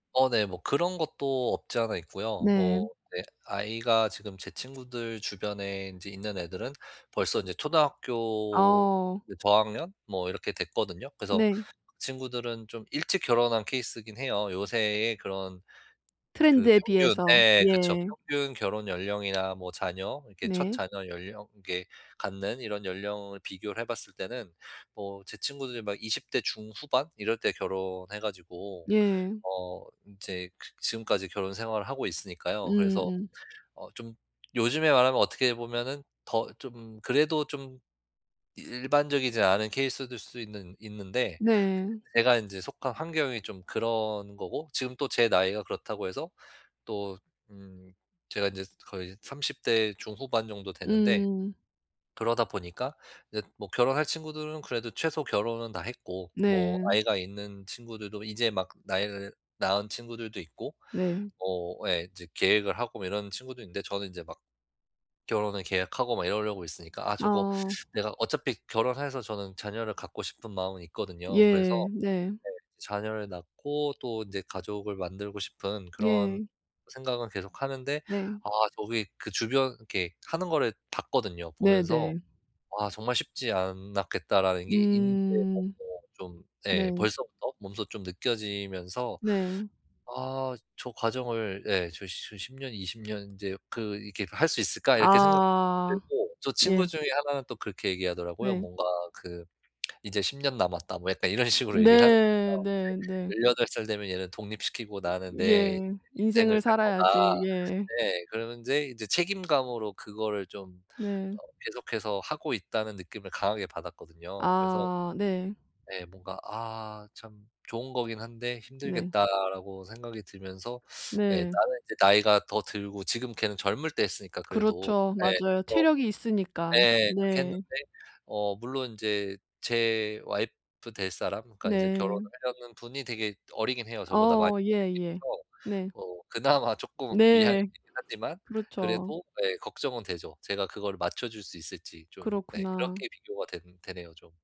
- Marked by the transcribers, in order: teeth sucking; unintelligible speech; lip smack; laughing while speaking: "식으로"; "그러는데" said as "그러는제"; teeth sucking
- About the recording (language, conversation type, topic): Korean, advice, 사회적 기대와 비교 압박을 어떻게 극복할 수 있나요?
- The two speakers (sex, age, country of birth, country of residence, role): female, 30-34, South Korea, Japan, advisor; male, 35-39, United States, United States, user